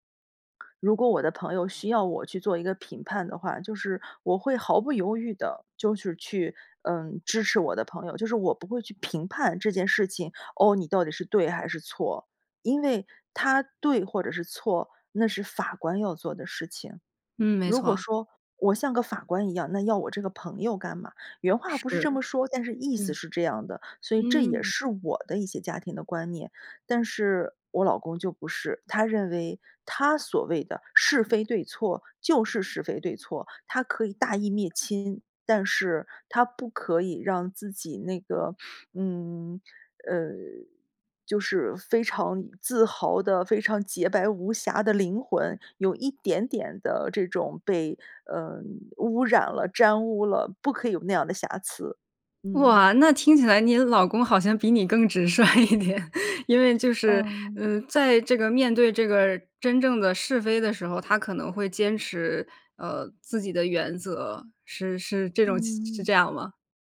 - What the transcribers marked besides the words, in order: other background noise; laughing while speaking: "直率一点"; chuckle
- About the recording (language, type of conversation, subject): Chinese, podcast, 维持夫妻感情最关键的因素是什么？